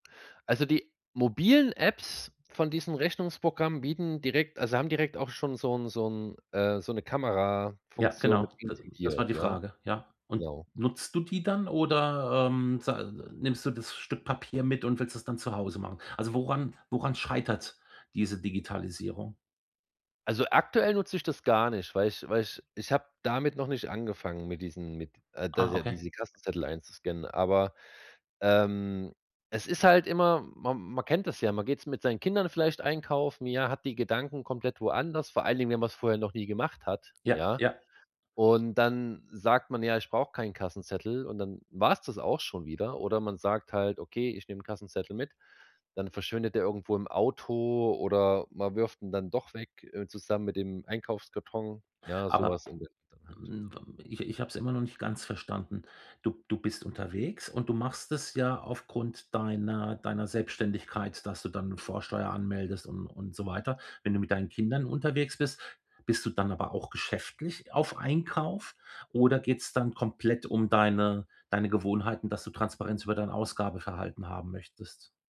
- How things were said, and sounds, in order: "integriert" said as "intigiert"; "scheitert" said as "schreitert"; other background noise
- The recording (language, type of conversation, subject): German, advice, Wie kann ich meine täglichen Gewohnheiten durch digitale Hilfsmittel sinnvoll verbessern?